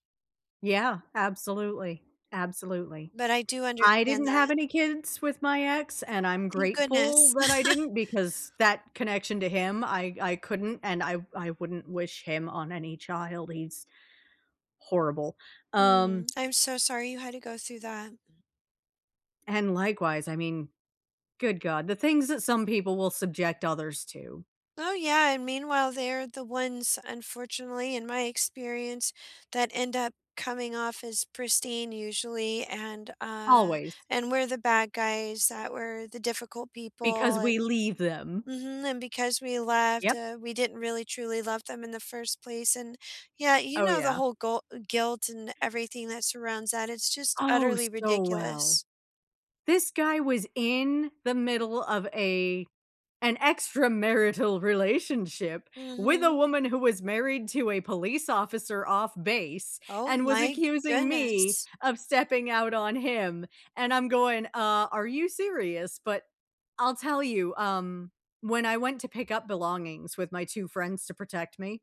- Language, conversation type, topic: English, unstructured, What hobby should I pick up to cope with a difficult time?
- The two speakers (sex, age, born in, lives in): female, 40-44, United States, United States; female, 40-44, United States, United States
- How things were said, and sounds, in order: other background noise; tapping; laugh; put-on voice: "extramarital relationship"; stressed: "me"; stressed: "him"